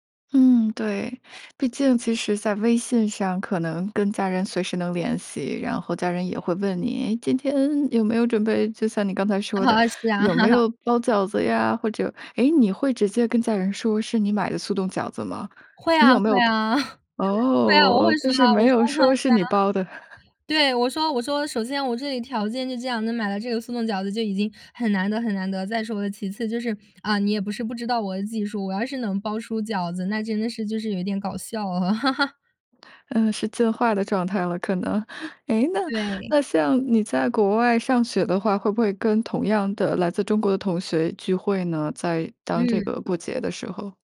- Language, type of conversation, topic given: Chinese, podcast, 你家乡有哪些与季节有关的习俗？
- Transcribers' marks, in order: laugh; laugh; other background noise; laugh; laugh